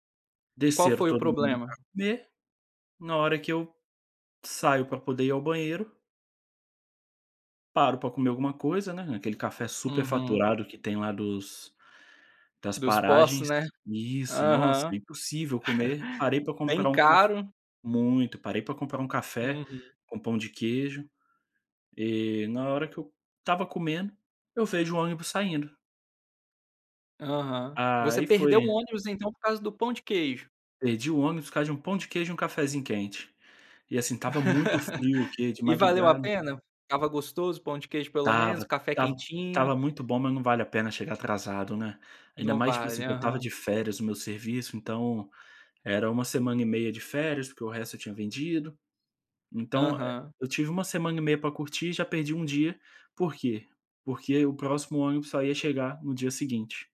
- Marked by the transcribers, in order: tapping; chuckle; laugh
- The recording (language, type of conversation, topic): Portuguese, podcast, Você já viajou sozinho? Como foi?